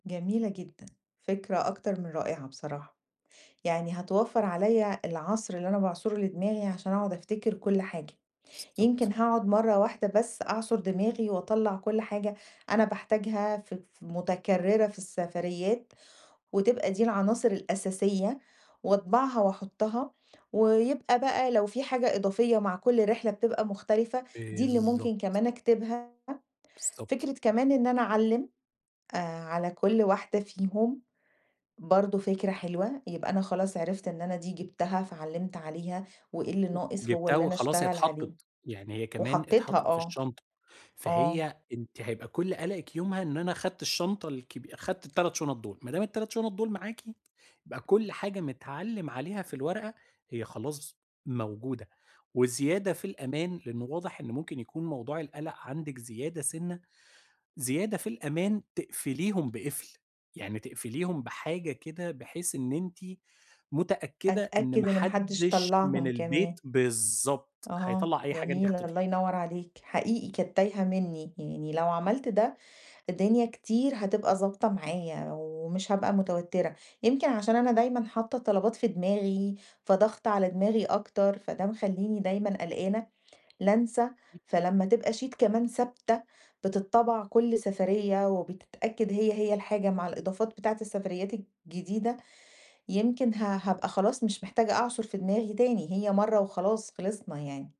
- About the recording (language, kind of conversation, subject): Arabic, advice, إزاي أقدر أسيطر على قلق السفر قبل وأثناء الرحلات من غير ما يأثر على استمتاعي؟
- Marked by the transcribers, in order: tapping; other background noise; in English: "sheet"